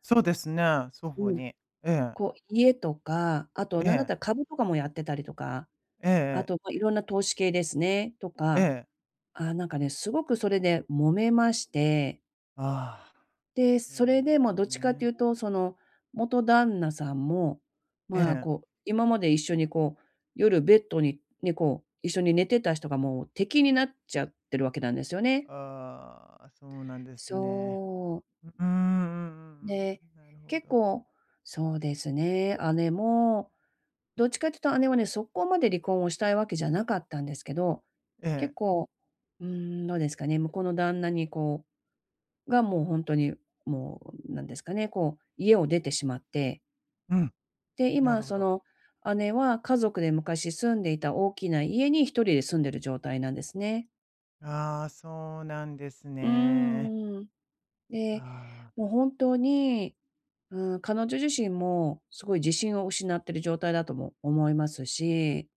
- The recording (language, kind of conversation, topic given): Japanese, advice, 別れで失った自信を、日々の習慣で健康的に取り戻すにはどうすればよいですか？
- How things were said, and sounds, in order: swallow